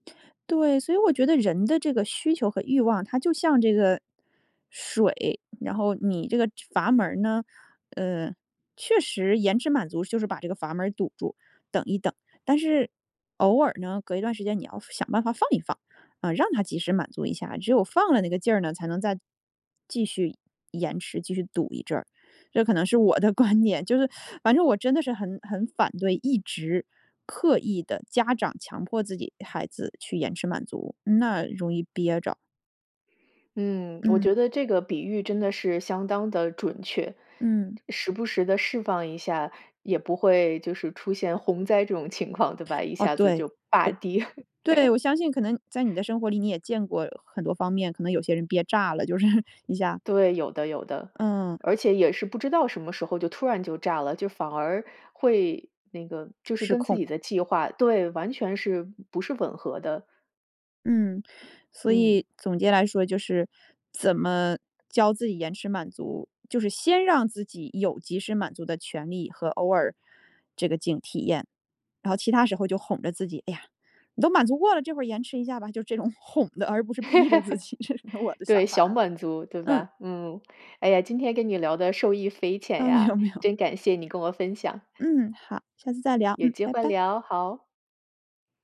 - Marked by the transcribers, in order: joyful: "我的观点"; unintelligible speech; laugh; laughing while speaking: "就是"; other background noise; laughing while speaking: "就这种哄的，而不是逼着自己，这是我的想法啊"; laugh; laughing while speaking: "没有 没有"
- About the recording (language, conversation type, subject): Chinese, podcast, 你怎样教自己延迟满足？
- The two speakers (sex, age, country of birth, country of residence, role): female, 35-39, China, United States, guest; female, 35-39, China, United States, host